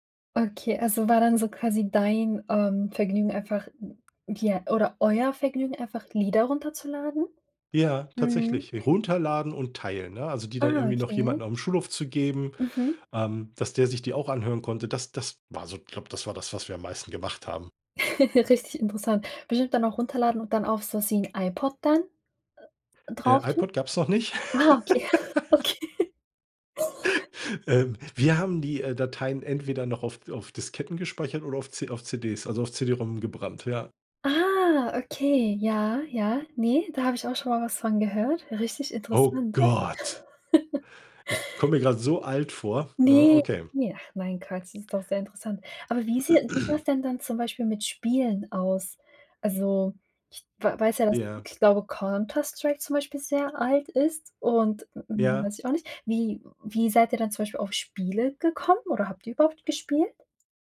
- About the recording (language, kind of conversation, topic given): German, podcast, Wie hat Social Media deine Unterhaltung verändert?
- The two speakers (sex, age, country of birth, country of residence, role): female, 25-29, Germany, Germany, host; male, 45-49, Germany, Germany, guest
- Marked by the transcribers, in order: giggle; laughing while speaking: "Ah, okay, okay"; laugh; giggle; laughing while speaking: "Ähm"; put-on voice: "Oh Gott"; laugh